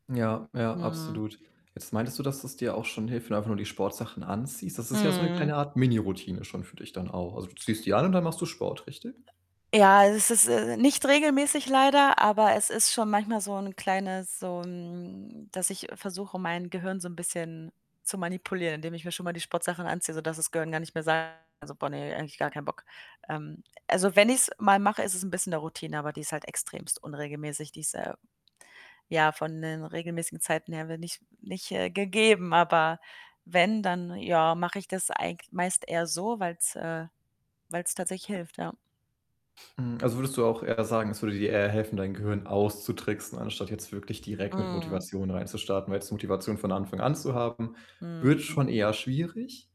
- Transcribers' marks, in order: static; other background noise; distorted speech; "extrem" said as "extremst"
- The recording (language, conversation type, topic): German, advice, Wie bleibe ich motiviert und finde Zeit für regelmäßiges Training?